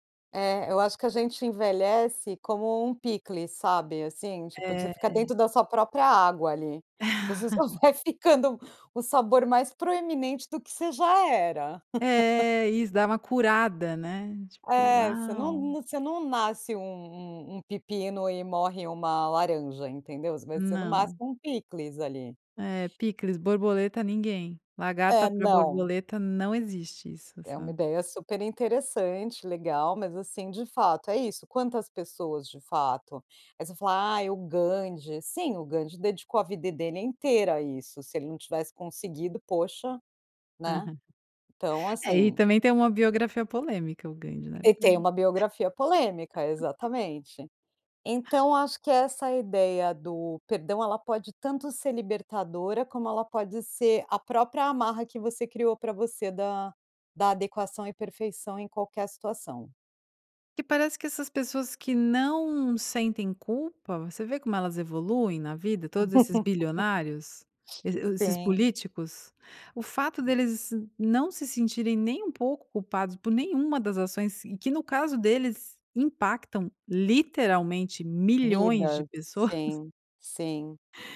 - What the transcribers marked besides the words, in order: giggle; laughing while speaking: "só vai ficando"; laugh; giggle; unintelligible speech; giggle; giggle; laughing while speaking: "pessoas"
- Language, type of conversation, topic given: Portuguese, podcast, O que te ajuda a se perdoar?